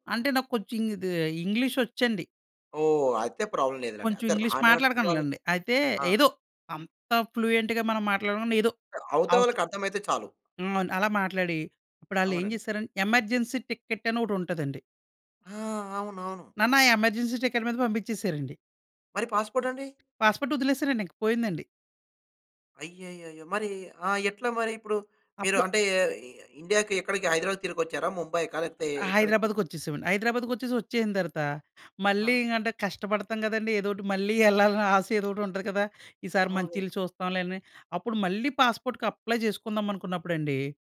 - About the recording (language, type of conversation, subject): Telugu, podcast, పాస్‌పోర్టు లేదా ఫోన్ కోల్పోవడం వల్ల మీ ప్రయాణం ఎలా మారింది?
- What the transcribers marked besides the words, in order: in English: "ప్రాబ్లమ్"; in English: "ఫ్లూయెంట్‌గా"; in English: "ఎమర్జెన్సీ టికెట్"; in English: "ఎమర్జెన్సీ"; in English: "పాస్‌పోర్ట్"; in English: "పాస్‌పోర్ట్‌కి అప్లై"